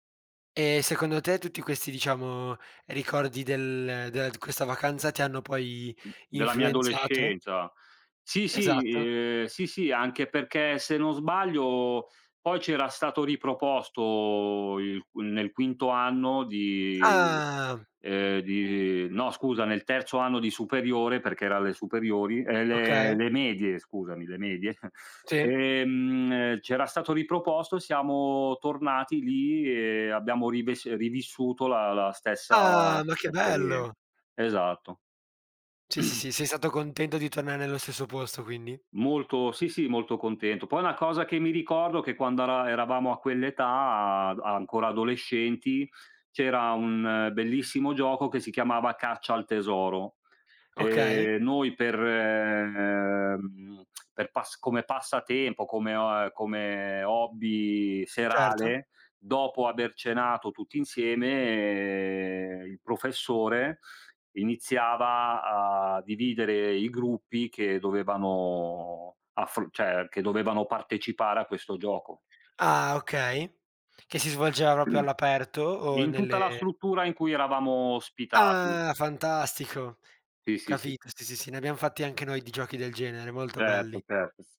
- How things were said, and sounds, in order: other background noise; drawn out: "di"; drawn out: "Ah!"; tapping; chuckle; throat clearing; drawn out: "ehm"; lip smack; drawn out: "insieme"; "cioè" said as "ceh"; throat clearing; "proprio" said as "roprio"
- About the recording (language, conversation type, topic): Italian, unstructured, Qual è il ricordo più felice della tua infanzia?